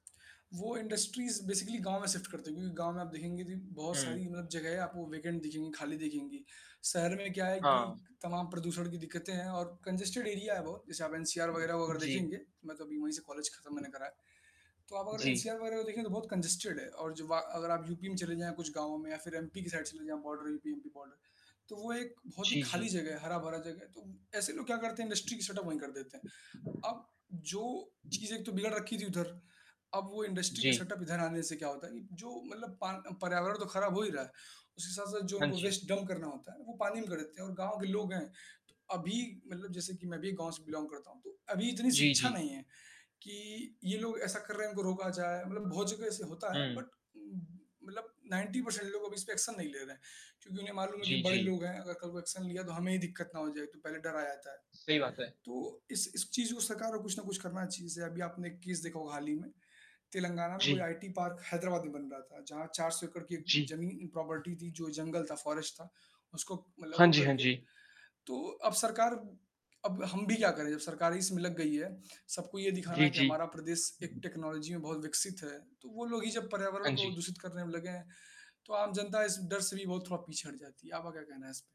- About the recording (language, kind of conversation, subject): Hindi, unstructured, जल संरक्षण क्यों ज़रूरी है?
- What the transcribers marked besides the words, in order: static; in English: "इंडस्ट्रीज़ बेसिकली"; in English: "शिफ्ट"; in English: "वेकेंट"; in English: "कन्जेस्टेड एरिया"; other background noise; in English: "कंजस्टेड"; in English: "साइड"; in English: "बॉर्डर"; in English: "बॉर्डर"; in English: "इंडस्ट्री"; in English: "सेटअप"; in English: "इंडस्ट्री"; in English: "सेटअप"; in English: "वेस्ट डम्प"; in English: "बिलोंग"; in English: "बट"; in English: "नाइनटी परसेंट"; in English: "एक्शन"; in English: "एक्शन"; in English: "केस"; in English: "आईटी पार्क"; in English: "प्रॉपर्टी"; in English: "फॉरेस्ट"; in English: "टेक्नोलॉजी"